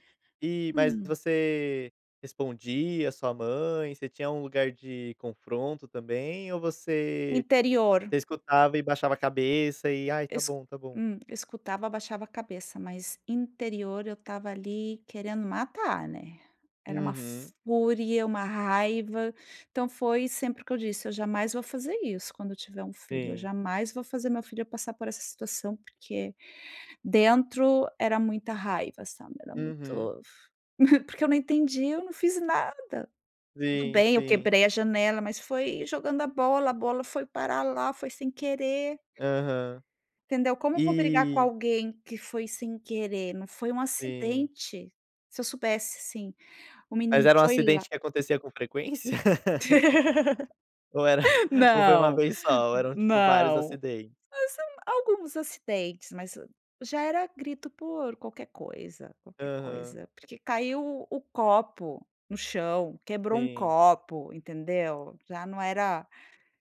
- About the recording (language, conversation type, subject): Portuguese, podcast, Me conta uma lembrança marcante da sua família?
- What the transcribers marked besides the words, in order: chuckle; other background noise; laugh; chuckle; tapping